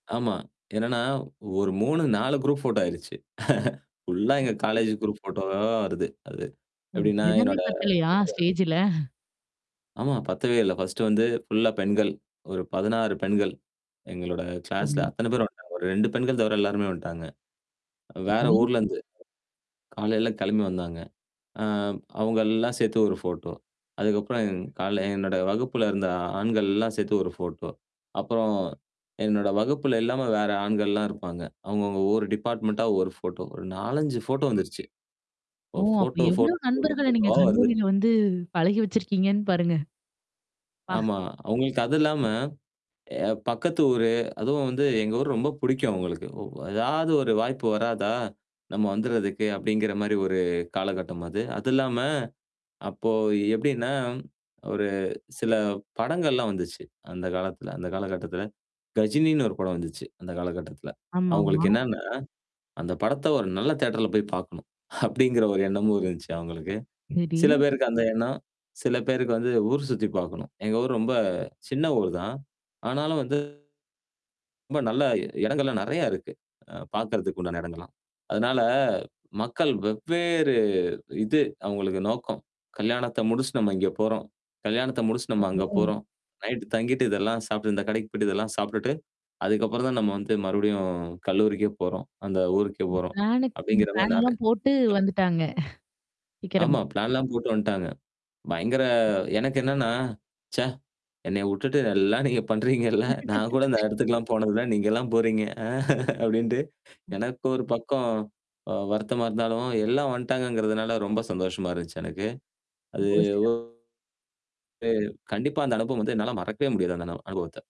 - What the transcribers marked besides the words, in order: in English: "குரூப் ஃபோட்டோ"; chuckle; in English: "ஃபுல்லா"; other background noise; in English: "காலேஜ் குரூப் ஃபோட்டோவா"; distorted speech; in English: "ஸ்டேஜு"; unintelligible speech; chuckle; in English: "ஃபுல்லா"; tapping; drawn out: "அ"; "காலயில" said as "கால்ல"; in English: "ஃபோட்டோ"; in English: "டிபார்ட்மென்ண்ட்டா"; joyful: "ஓ! அப்ப எவ்வளோ நண்பர்கள நீங்க கல்லூரியில வந்து பழகி வச்சிருக்கீங்கன்னு பாருங்க"; unintelligible speech; in English: "பிளானு பிளான்லாம்"; unintelligible speech; chuckle; in English: "பிளான்லாம்"; laugh; laughing while speaking: "அ அப்டின்ட்டு"
- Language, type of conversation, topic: Tamil, podcast, குடும்பத்தினரும் நண்பர்களும் சேர்ந்து கொண்ட உங்களுக்கு மிகவும் பிடித்த நினைவைக் கூற முடியுமா?